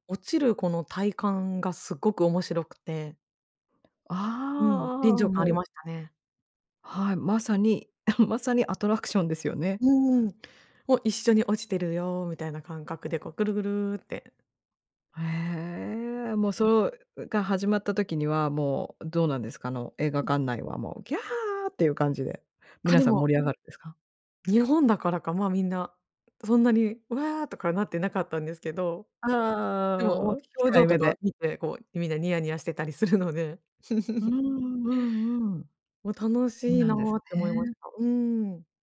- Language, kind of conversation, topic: Japanese, podcast, 配信の普及で映画館での鑑賞体験はどう変わったと思いますか？
- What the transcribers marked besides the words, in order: throat clearing; other background noise; laughing while speaking: "するので"; chuckle